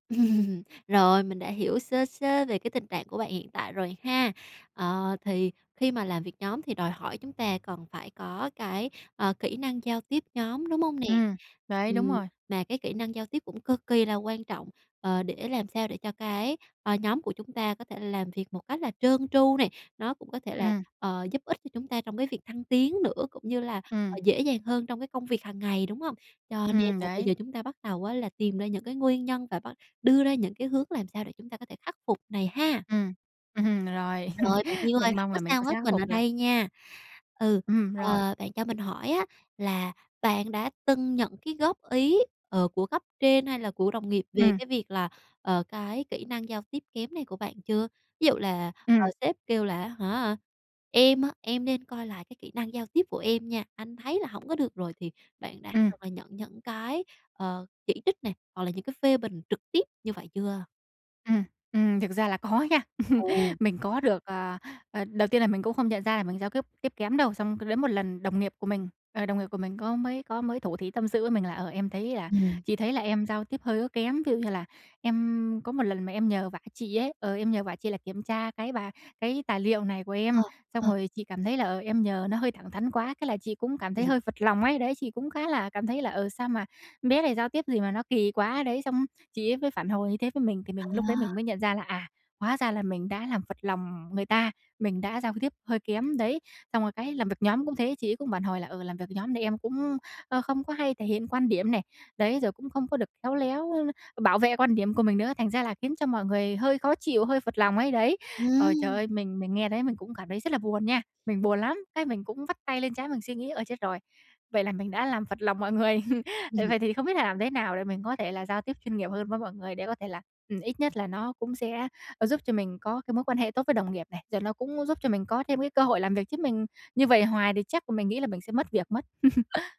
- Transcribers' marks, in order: laugh; tapping; laugh; unintelligible speech; laughing while speaking: "có nha"; unintelligible speech; laughing while speaking: "người"; laugh
- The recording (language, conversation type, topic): Vietnamese, advice, Làm thế nào để tôi giao tiếp chuyên nghiệp hơn với đồng nghiệp?